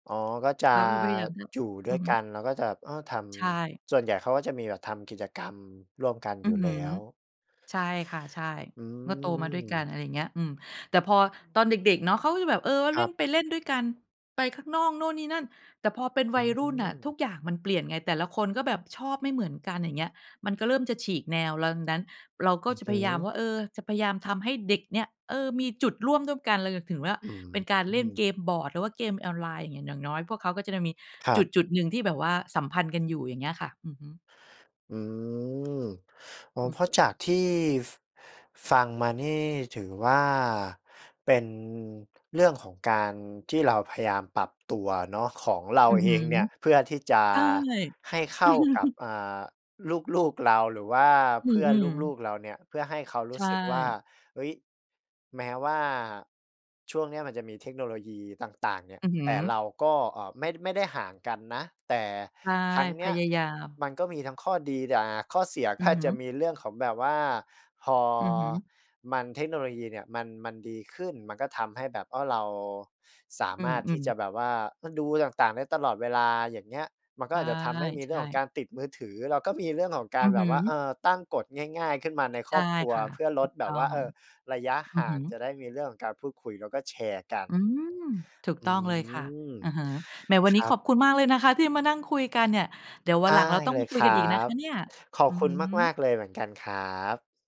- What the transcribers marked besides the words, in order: other background noise; tapping; laugh
- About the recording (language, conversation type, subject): Thai, podcast, มีเคล็ดลับอะไรบ้างที่จะช่วยสร้างความใกล้ชิดในครอบครัวยุคดิจิทัลได้?